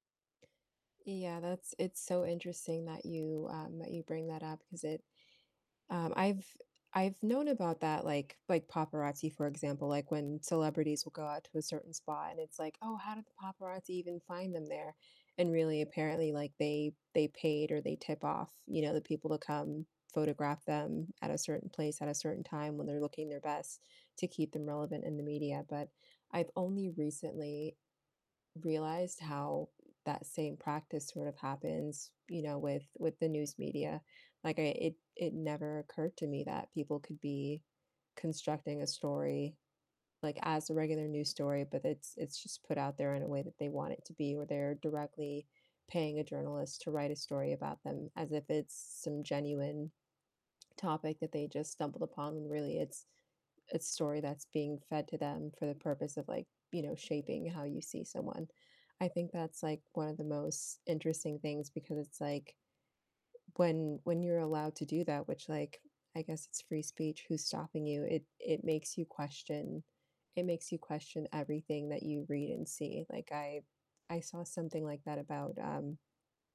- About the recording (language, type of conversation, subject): English, unstructured, What do you think about the role social media plays in today’s news?
- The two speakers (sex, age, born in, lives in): female, 30-34, United States, United States; female, 35-39, United States, United States
- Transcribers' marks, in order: distorted speech; other background noise